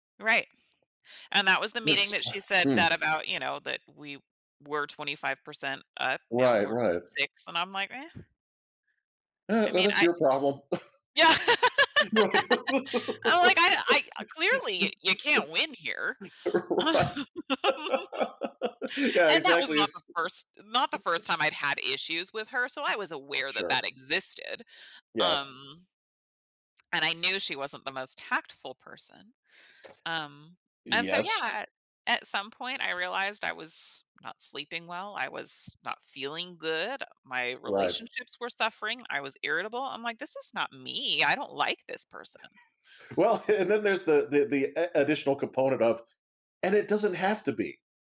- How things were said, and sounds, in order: chuckle; laugh; laughing while speaking: "Right. Right"; laugh; chuckle; laugh; laughing while speaking: "Well, and then there's"
- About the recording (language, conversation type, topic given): English, unstructured, How can we use feedback to grow and improve ourselves over time?
- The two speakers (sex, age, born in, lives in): female, 40-44, United States, United States; male, 45-49, United States, United States